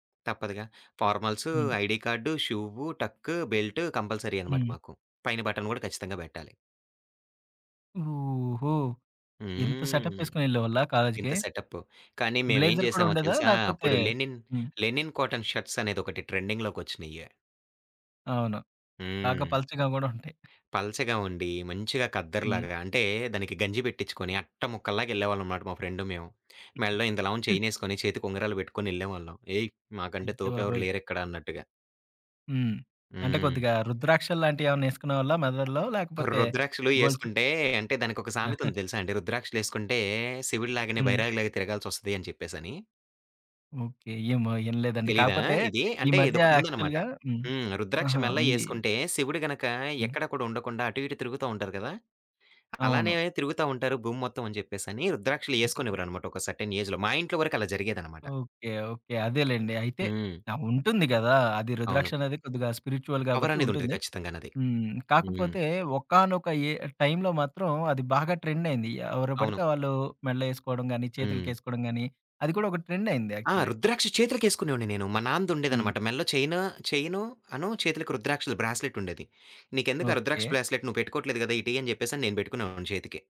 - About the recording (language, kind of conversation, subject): Telugu, podcast, నీ స్టైల్‌కు ప్రేరణ ఎవరు?
- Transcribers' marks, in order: in English: "ఫార్మల్స్"; in English: "కంపల్సరీ"; in English: "బటన్"; in English: "బ్లేజర్"; in English: "లెనిన్, లెనిన్ కాటన్"; other background noise; chuckle; tapping; chuckle; in English: "యాక్చువల్‌గా"; giggle; in English: "సర్టన్ ఏజ్‌లో"; in English: "స్పిరిట్యువల్"; in English: "యాక్చువల్లీ"; in English: "బ్రాస్లెట్"